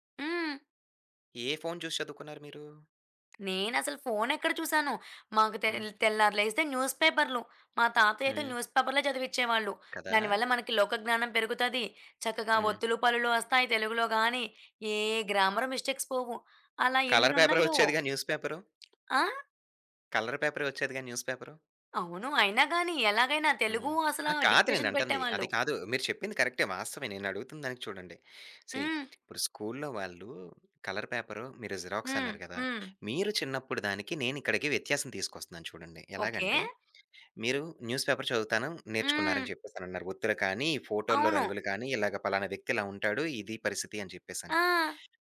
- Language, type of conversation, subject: Telugu, podcast, పిల్లల డిజిటల్ వినియోగాన్ని మీరు ఎలా నియంత్రిస్తారు?
- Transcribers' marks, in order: tapping; in English: "గ్రామర్ మిస్టేక్స్"; in English: "డిక్‌టేషన్"; in English: "సీ"; in English: "న్యూస్ పేపర్"